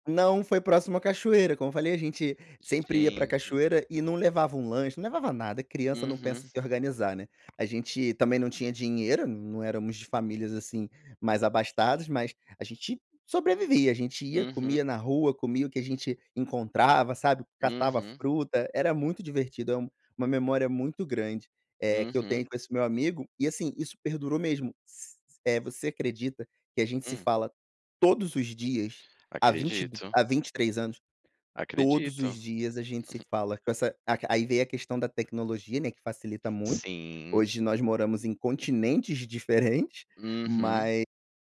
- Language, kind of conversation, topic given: Portuguese, podcast, Me conta sobre uma amizade que marcou sua vida?
- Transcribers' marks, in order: laugh